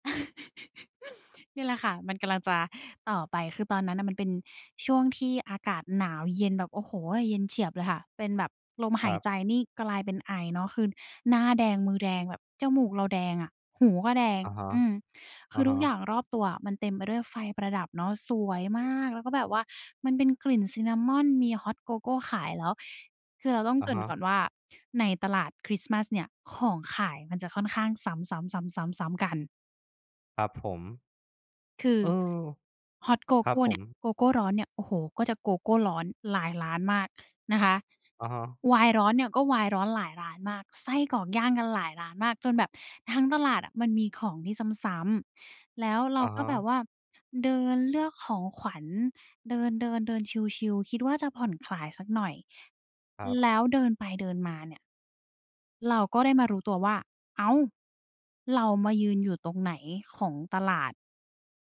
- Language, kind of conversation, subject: Thai, podcast, ครั้งที่คุณหลงทาง คุณได้เรียนรู้อะไรที่สำคัญที่สุด?
- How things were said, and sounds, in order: giggle; stressed: "สวยมาก"; in English: "ซินนามอน"; in English: "ฮอต"; in English: "ฮอต"